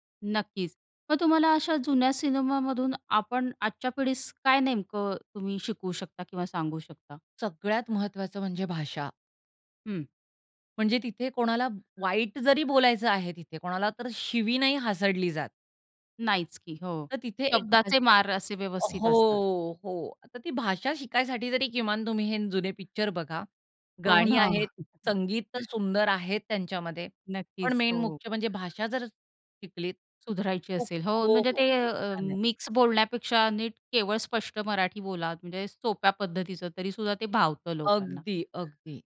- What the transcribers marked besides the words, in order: drawn out: "हो"; laughing while speaking: "हो ना"; chuckle; in English: "मेन"; bird
- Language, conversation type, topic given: Marathi, podcast, जुने सिनेमे पुन्हा पाहिल्यावर तुम्हाला कसे वाटते?